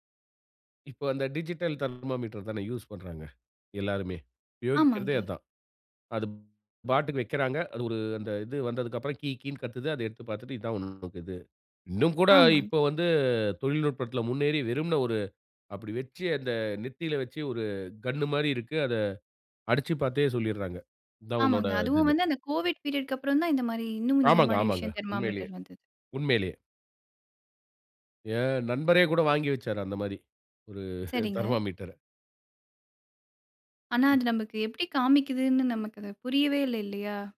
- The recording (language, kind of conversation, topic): Tamil, podcast, அடிப்படை மருத்துவப் பரிசோதனை சாதனங்கள் வீட்டிலேயே இருந்தால் என்னென்ன பயன்கள் கிடைக்கும்?
- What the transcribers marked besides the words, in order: in English: "கோவிட் பீரியட்க்கு"; chuckle